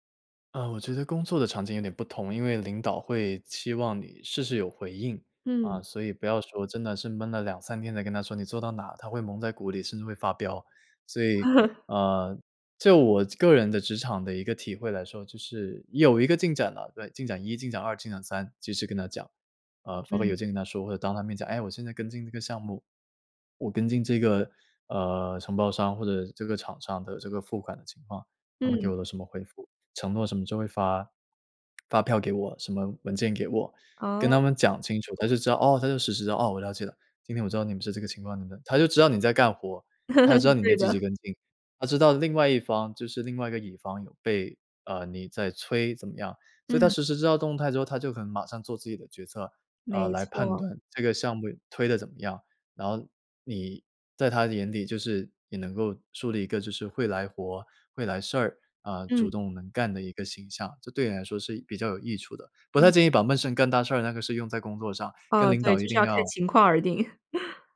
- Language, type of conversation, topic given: Chinese, podcast, 怎样用行动证明自己的改变？
- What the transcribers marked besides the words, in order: chuckle; tapping; chuckle; chuckle